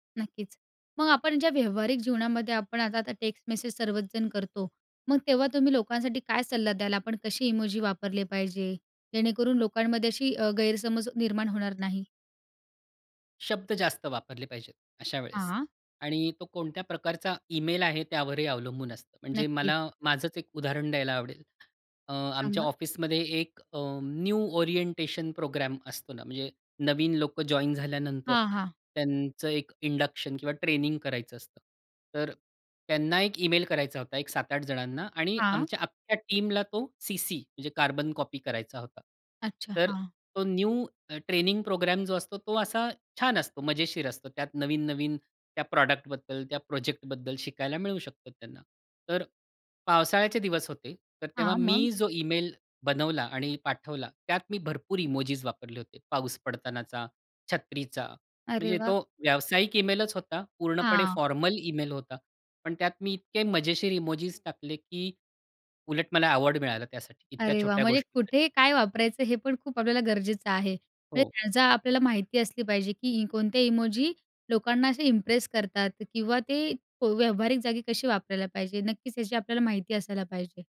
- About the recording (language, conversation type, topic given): Marathi, podcast, इमोजी वापरल्यामुळे संभाषणात कोणते गैरसमज निर्माण होऊ शकतात?
- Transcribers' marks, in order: other background noise; tapping; in English: "टीमला"